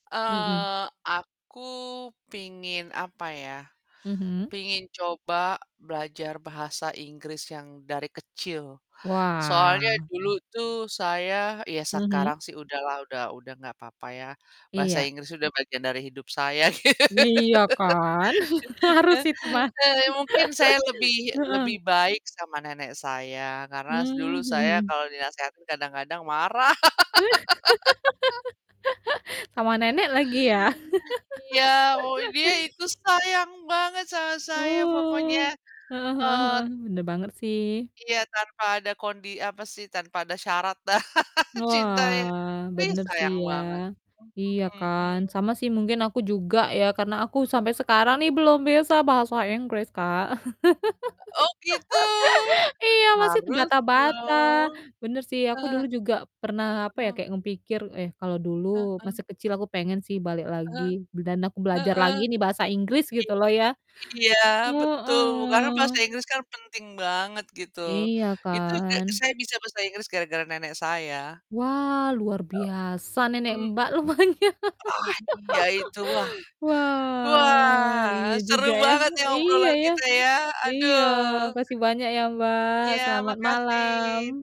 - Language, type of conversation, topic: Indonesian, unstructured, Apa kenangan masa kecil yang paling berkesan bagimu?
- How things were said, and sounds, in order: teeth sucking; other background noise; drawn out: "Wah"; laugh; chuckle; laughing while speaking: "harus"; chuckle; "karena" said as "karnas"; mechanical hum; laugh; laugh; static; drawn out: "Wah"; laugh; distorted speech; put-on voice: "belum bisa bahasa Inggris Kak"; laugh; drawn out: "Heeh"; laughing while speaking: "lupanya"; laugh; drawn out: "Wah"; drawn out: "Wah"